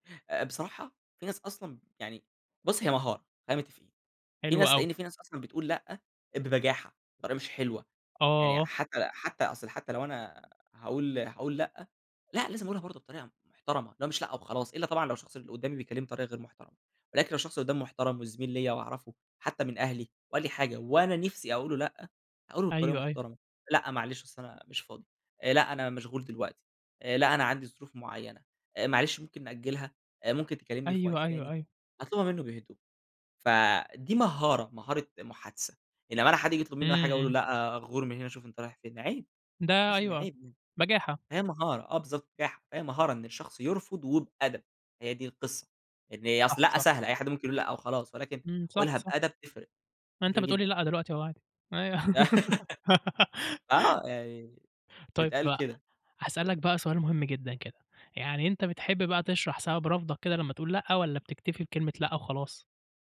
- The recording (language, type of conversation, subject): Arabic, podcast, إزاي أحط حدود وأعرف أقول لأ بسهولة؟
- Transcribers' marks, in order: tapping; laugh; laughing while speaking: "آه، يعني"; laughing while speaking: "أيوه"; giggle